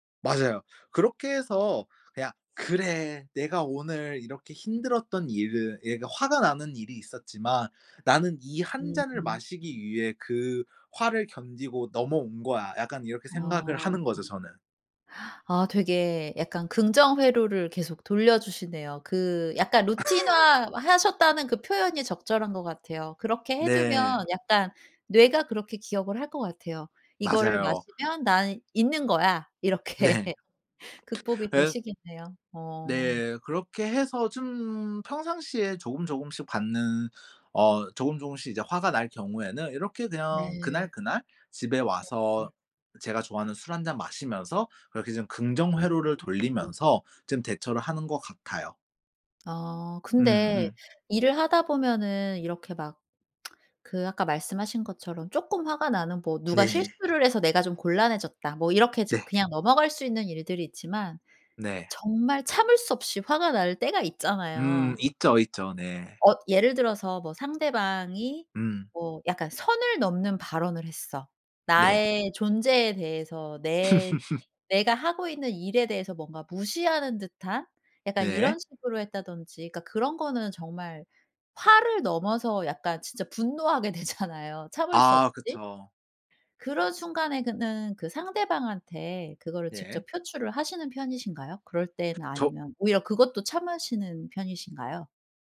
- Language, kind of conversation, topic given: Korean, podcast, 솔직히 화가 났을 때는 어떻게 해요?
- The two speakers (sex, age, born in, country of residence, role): female, 40-44, South Korea, South Korea, host; male, 25-29, South Korea, Japan, guest
- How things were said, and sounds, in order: laugh; laughing while speaking: "이렇게"; other background noise; laugh; tsk; laugh; laughing while speaking: "되잖아요"